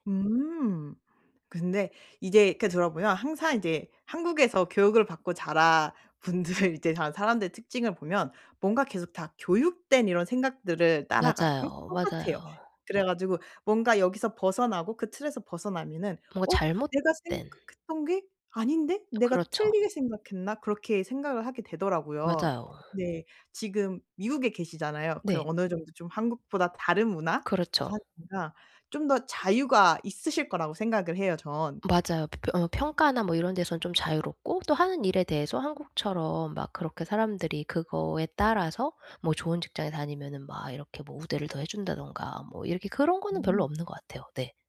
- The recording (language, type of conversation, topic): Korean, advice, 내 삶에 맞게 성공의 기준을 어떻게 재정의할 수 있을까요?
- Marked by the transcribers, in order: other background noise; laughing while speaking: "분들"; tapping